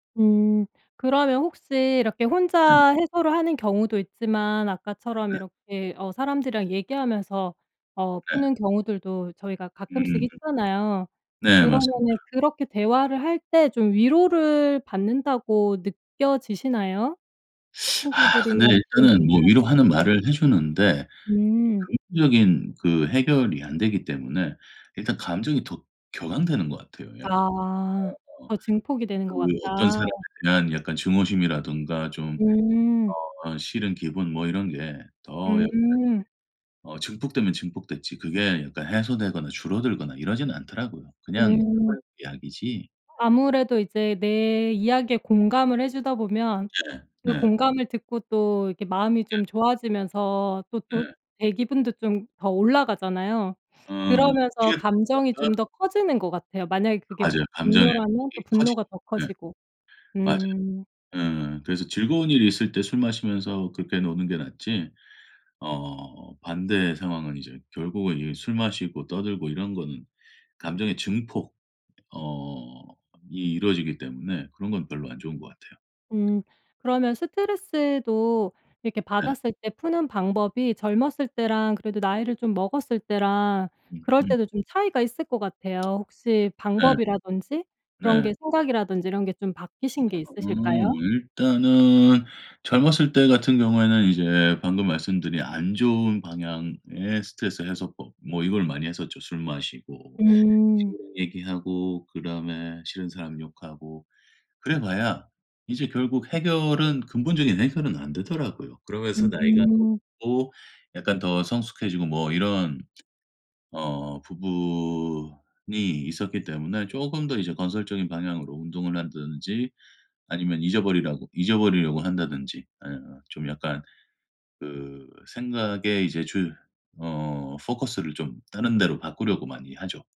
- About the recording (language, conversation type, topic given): Korean, podcast, 스트레스를 받을 때는 보통 어떻게 푸시나요?
- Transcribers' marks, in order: teeth sucking; unintelligible speech; unintelligible speech; other background noise; unintelligible speech; tapping; unintelligible speech; put-on voice: "포커스를"